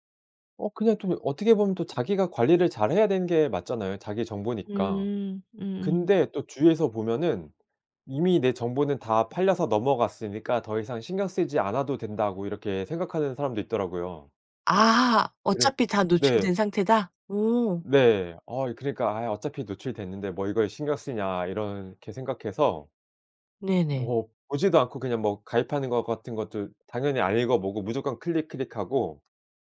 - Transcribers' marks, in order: none
- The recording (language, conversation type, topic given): Korean, podcast, 개인정보는 어느 정도까지 공개하는 것이 적당하다고 생각하시나요?